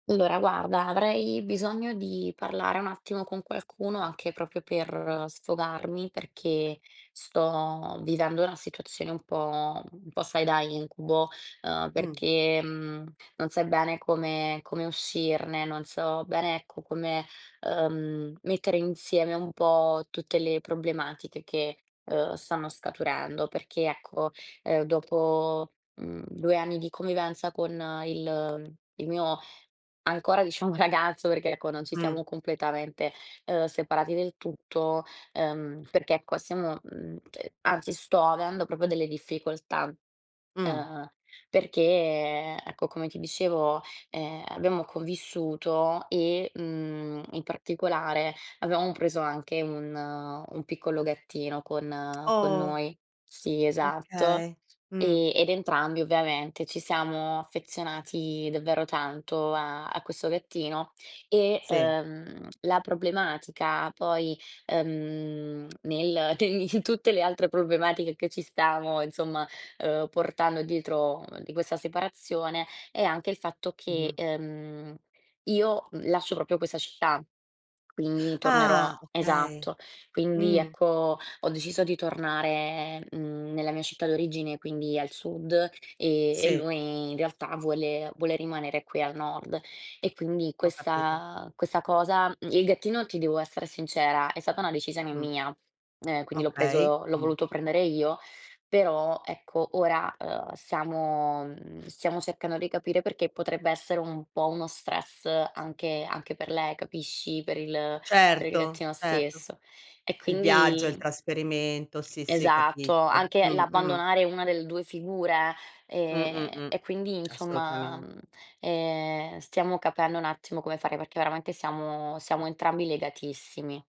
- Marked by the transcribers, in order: "proprio" said as "propio"; other background noise; "cioè" said as "ceh"; "proprio" said as "propio"; tapping; tsk; laughing while speaking: "te in"; "proprio" said as "propio"; tsk
- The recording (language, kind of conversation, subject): Italian, advice, Come possiamo dividerci la casa e gli oggetti personali dopo la fine della convivenza?